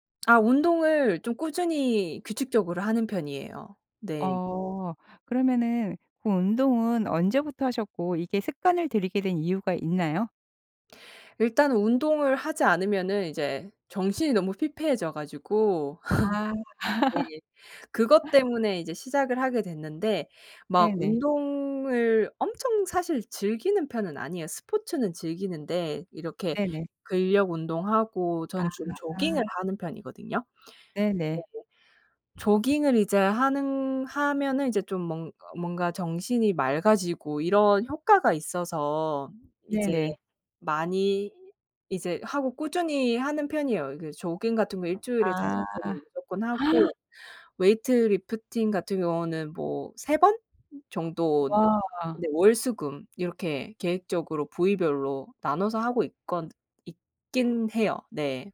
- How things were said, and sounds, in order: other background noise; laugh; tapping; in English: "weight lifting"; gasp
- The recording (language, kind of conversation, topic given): Korean, podcast, 일 끝나고 진짜 쉬는 법은 뭐예요?